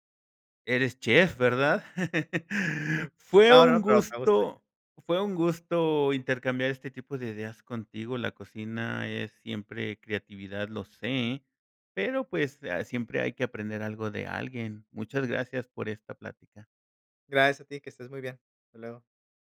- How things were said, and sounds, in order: chuckle
- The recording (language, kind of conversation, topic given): Spanish, podcast, ¿Cómo cocinas cuando tienes poco tiempo y poco dinero?